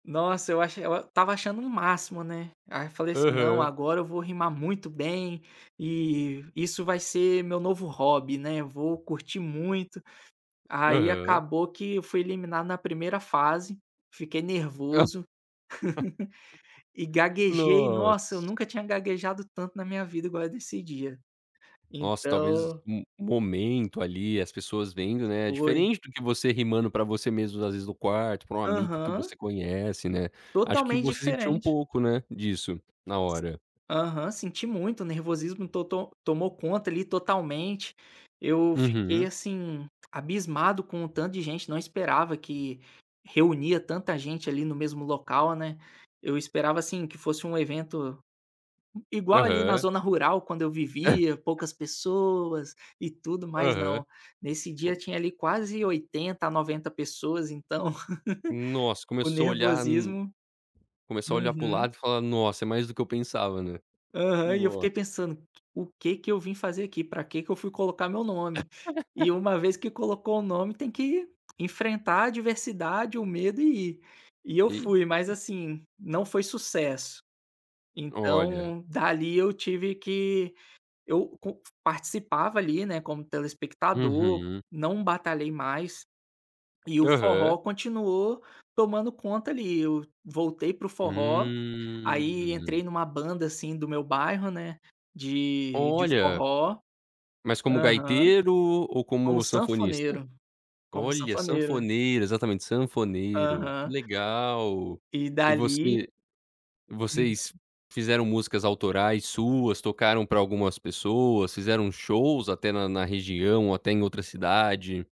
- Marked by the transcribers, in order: tapping; laugh; chuckle; laugh; laugh
- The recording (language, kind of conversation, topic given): Portuguese, podcast, Como a música marcou sua infância?